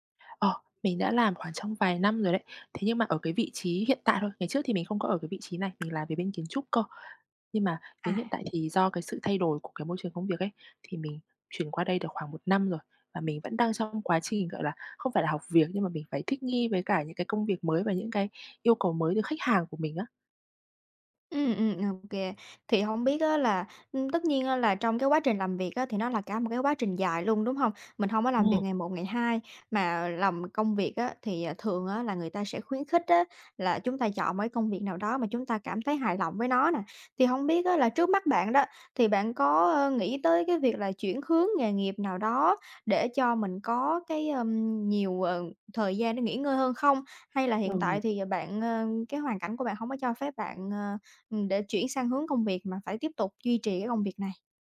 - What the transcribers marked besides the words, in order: tapping; other background noise
- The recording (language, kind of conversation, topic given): Vietnamese, advice, Làm thế nào để vượt qua tình trạng kiệt sức và mất động lực sáng tạo sau thời gian làm việc dài?